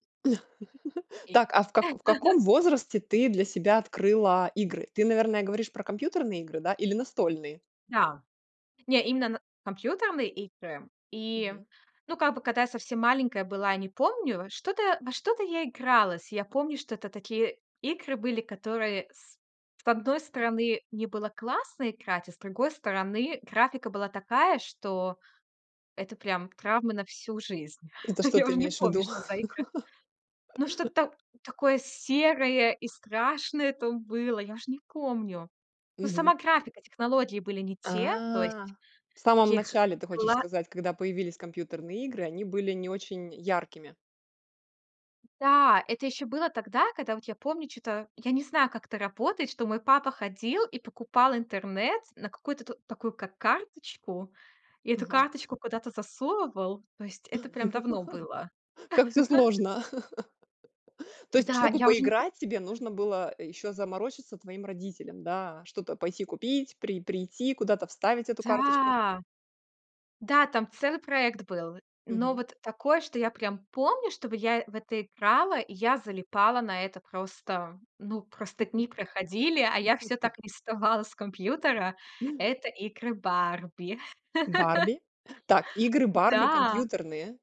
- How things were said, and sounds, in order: other background noise; chuckle; laugh; laugh; laughing while speaking: "Я уже не помню, что за игра"; laugh; tapping; laugh; chuckle; unintelligible speech; chuckle; laugh
- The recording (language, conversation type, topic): Russian, podcast, В каких играх ты можешь потеряться на несколько часов подряд?